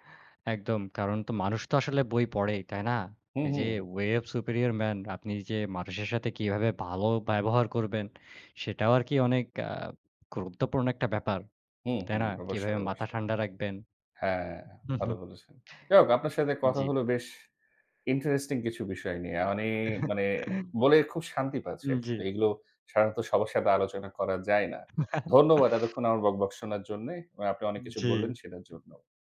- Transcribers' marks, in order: in English: "ওয়ে ওফ সুপিরিয়র ম্যান"; in English: "ইন্টারেস্টিং"; laugh; laugh
- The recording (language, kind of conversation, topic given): Bengali, unstructured, তোমার মতে, মানব ইতিহাসের সবচেয়ে বড় আবিষ্কার কোনটি?